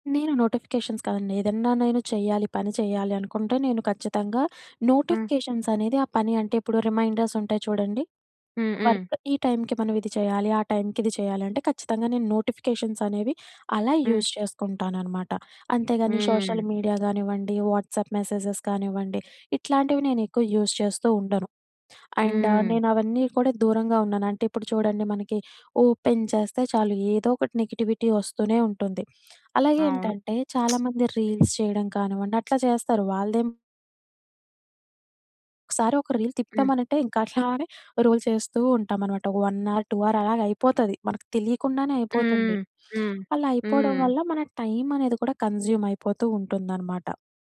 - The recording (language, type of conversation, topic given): Telugu, podcast, నోటిఫికేషన్లు తగ్గిస్తే మీ ఫోన్ వినియోగంలో మీరు ఏ మార్పులు గమనించారు?
- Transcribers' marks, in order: in English: "నోటిఫికేషన్స్"; in English: "నోటిఫికేషన్స్"; in English: "రిమైండర్స్"; in English: "వర్క్"; in English: "యూజ్"; in English: "సోషల్ మీడియా"; in English: "వాట్సాప్ మెసేజెస్"; in English: "యూస్"; in English: "అండ్"; in English: "ఓపెన్"; tapping; in English: "నెగటివిటీ"; other background noise; in English: "రీల్స్"; in English: "రీల్"; in English: "రోల్"; in English: "వన్ హావర్, టూ హావర్"; in English: "కన్సుమ్"